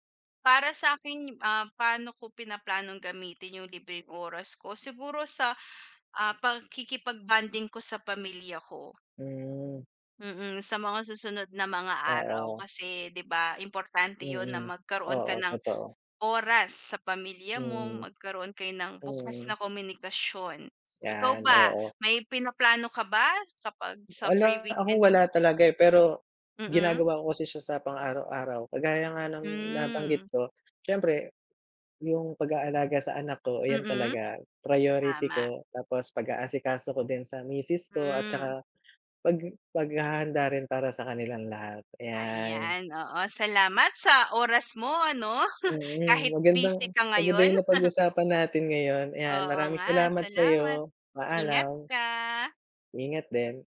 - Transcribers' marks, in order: chuckle
- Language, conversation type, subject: Filipino, unstructured, Ano ang hilig mong gawin kapag may libreng oras ka?